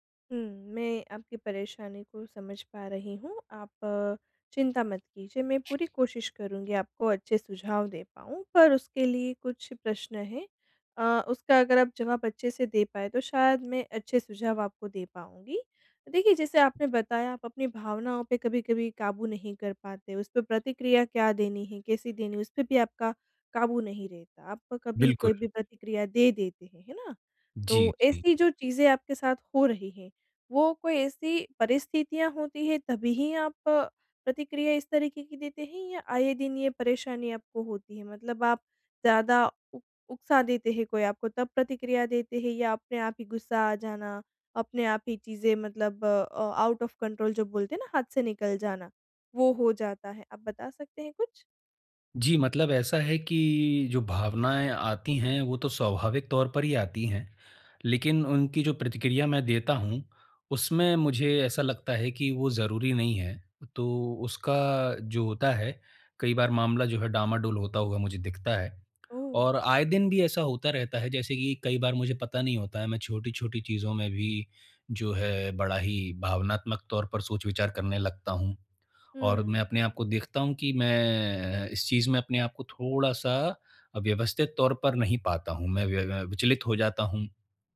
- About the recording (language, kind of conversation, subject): Hindi, advice, तीव्र भावनाओं के दौरान मैं शांत रहकर सोच-समझकर कैसे प्रतिक्रिया करूँ?
- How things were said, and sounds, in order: in English: "आउट ऑफ़ कंट्रोल"